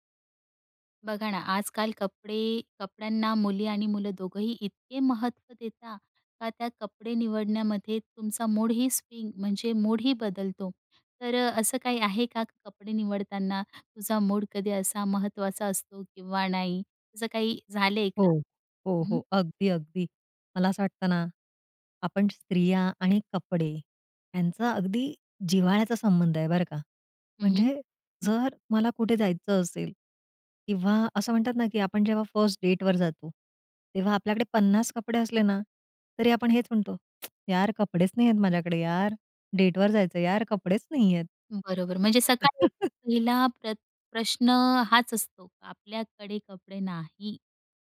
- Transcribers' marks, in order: in English: "मूडही स्विंग"; tsk; tapping; chuckle
- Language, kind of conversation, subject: Marathi, podcast, कपडे निवडताना तुझा मूड किती महत्त्वाचा असतो?